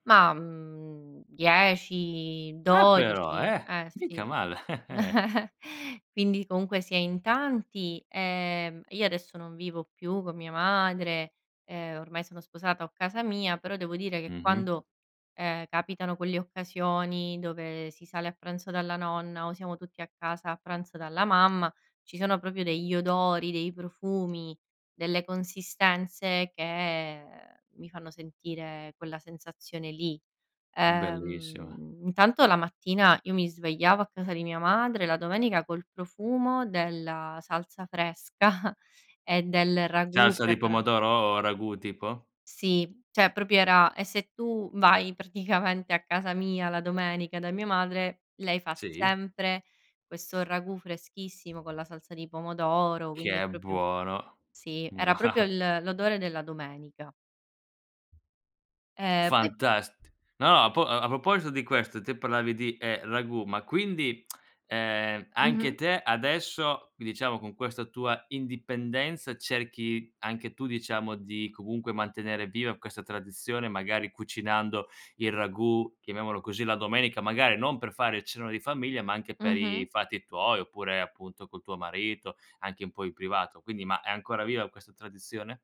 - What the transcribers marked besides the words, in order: chuckle; chuckle; "proprio" said as "propio"; laughing while speaking: "fresca"; "cioè" said as "ceh"; "proprio" said as "propio"; laughing while speaking: "praticamente"; "proprio" said as "propio"; laughing while speaking: "Wow"; tapping; lip smack
- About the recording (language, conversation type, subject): Italian, podcast, Raccontami della ricetta di famiglia che ti fa sentire a casa
- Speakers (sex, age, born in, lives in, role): female, 30-34, Italy, Italy, guest; male, 25-29, Italy, Italy, host